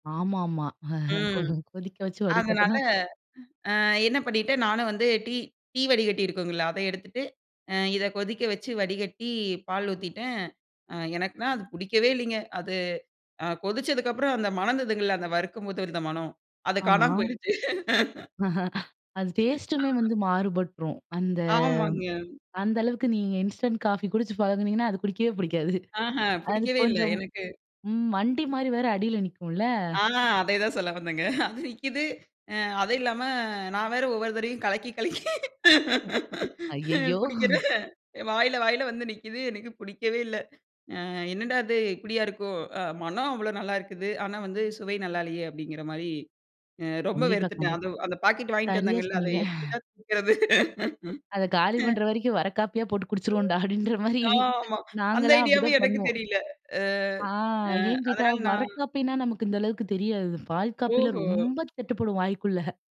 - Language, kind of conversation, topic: Tamil, podcast, காபி அல்லது தேன் பற்றிய உங்களுடைய ஒரு நினைவுக் கதையைப் பகிர முடியுமா?
- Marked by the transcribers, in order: laughing while speaking: "ஆமாமா. கொதிக்க வச்சு வடி கட்டணும்"; laughing while speaking: "காணாம போயிடுச்சு"; chuckle; laugh; in English: "இன்ஸ்டன்ட் காஃபி"; other noise; laughing while speaking: "குடிக்கவே புடிக்காது"; laughing while speaking: "வந்தேங்க"; laughing while speaking: "கலக்கி, கலக்கி அ குடிக்கிறேன். வாயில, வாயில வந்து நிக்குது. எனக்கு புடிக்கவே இல்ல"; laughing while speaking: "அய்யயோ!"; laughing while speaking: "சொன்னீங்க"; laughing while speaking: "எப்படிடா தீக்கிறது?"; laughing while speaking: "குடிச்சிருவோம்டா! அப்படின்ற மாரி"; laughing while speaking: "ஆமா. அந்த ஐடியாவும் எனக்கு தெரியல"; laughing while speaking: "வாய்க்குள்ள"